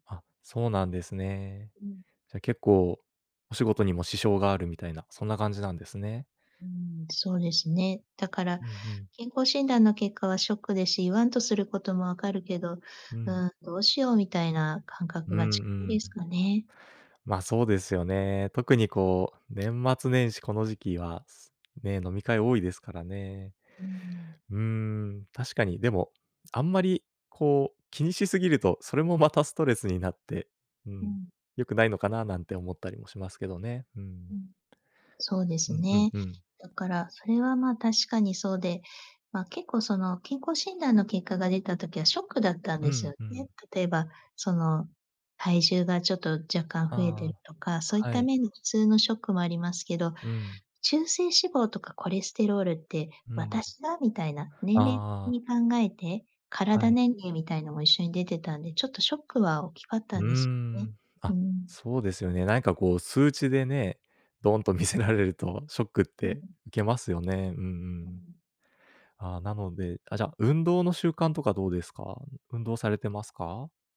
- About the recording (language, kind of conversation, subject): Japanese, advice, 健康診断の結果を受けて生活習慣を変えたいのですが、何から始めればよいですか？
- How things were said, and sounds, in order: laughing while speaking: "見せられると"